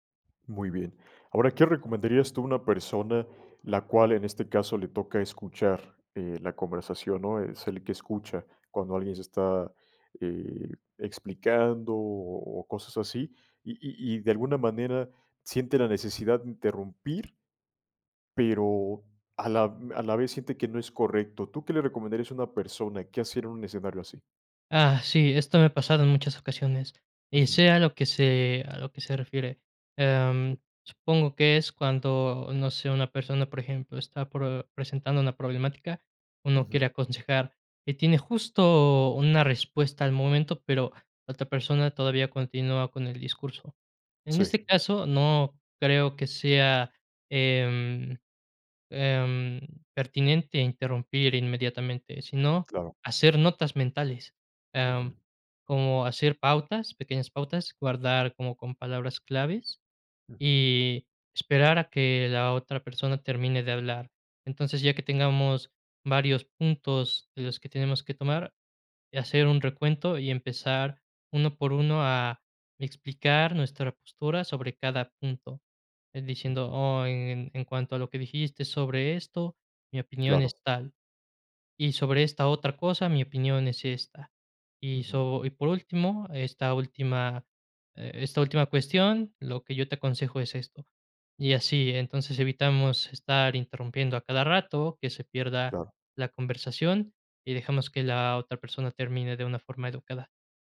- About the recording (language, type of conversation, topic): Spanish, podcast, ¿Cómo lidias con alguien que te interrumpe constantemente?
- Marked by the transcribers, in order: other background noise; laughing while speaking: "aconsejar"